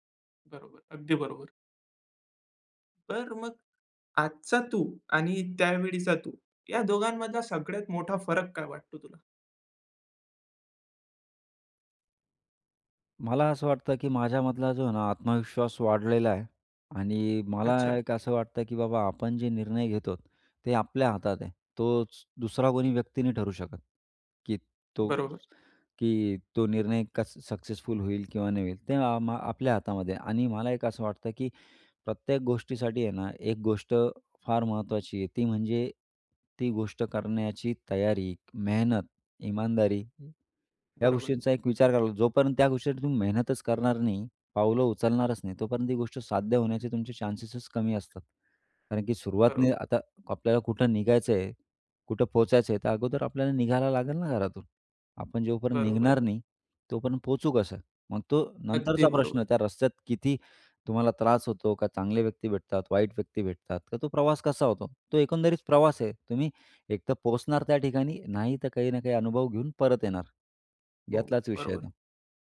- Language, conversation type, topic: Marathi, podcast, तुझ्या आयुष्यातला एक मोठा वळण कोणता होता?
- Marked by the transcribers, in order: in English: "सक्सेसफुल"